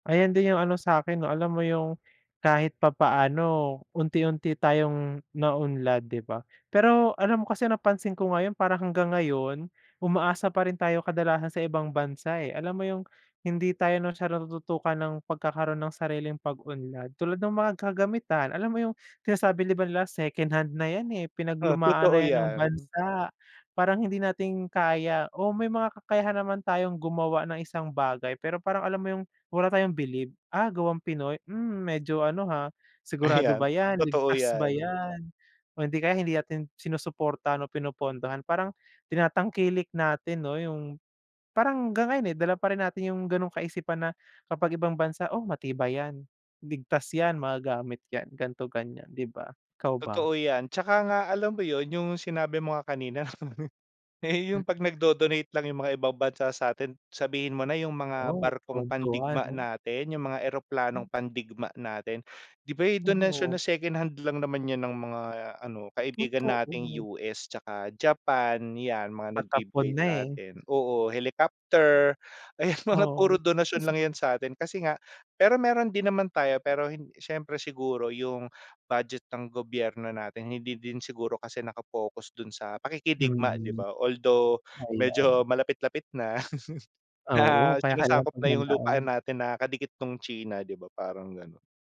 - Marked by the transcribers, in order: chuckle; laugh; other background noise
- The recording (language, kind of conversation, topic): Filipino, unstructured, Ano ang paborito mong bahagi ng kasaysayan ng Pilipinas?